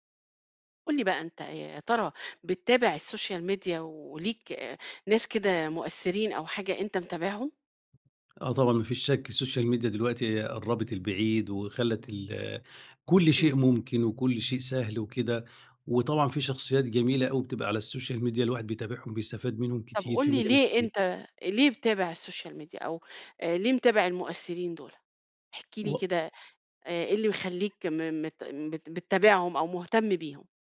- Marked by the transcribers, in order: in English: "السوشيال ميديا"; in English: "السوشيال ميديا"; other background noise; in English: "السوشيال ميديا"; in English: "السوشيال ميديا"
- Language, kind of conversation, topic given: Arabic, podcast, ليه بتتابع ناس مؤثرين على السوشيال ميديا؟